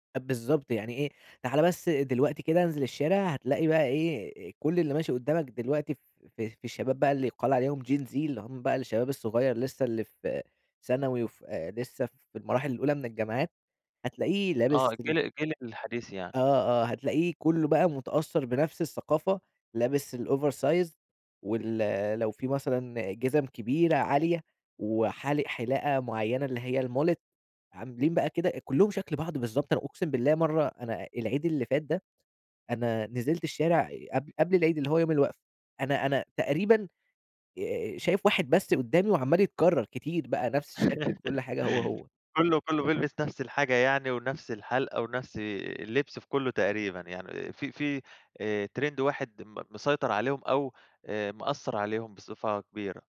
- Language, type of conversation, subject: Arabic, podcast, ازاي السوشيال ميديا بتأثر على أذواقنا؟
- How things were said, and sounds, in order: in English: "Gen Z"; in English: "الOver Size"; in English: "الMullet"; laugh; in English: "ترند"